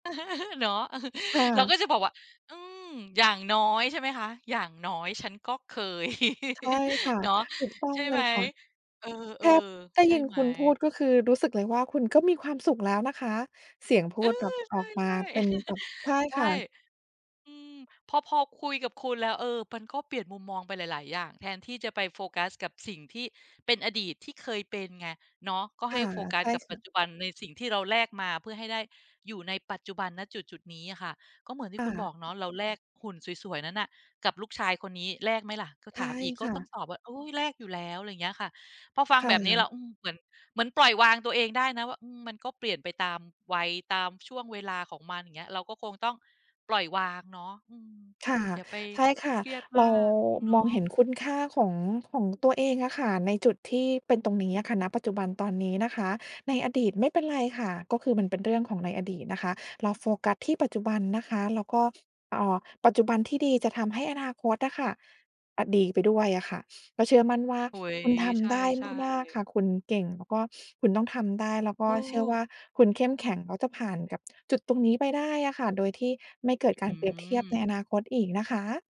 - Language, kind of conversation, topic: Thai, advice, ฉันจะหยุดเปรียบเทียบตัวเองกับภาพลักษณ์ออนไลน์ได้อย่างไร?
- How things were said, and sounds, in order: chuckle; laugh; chuckle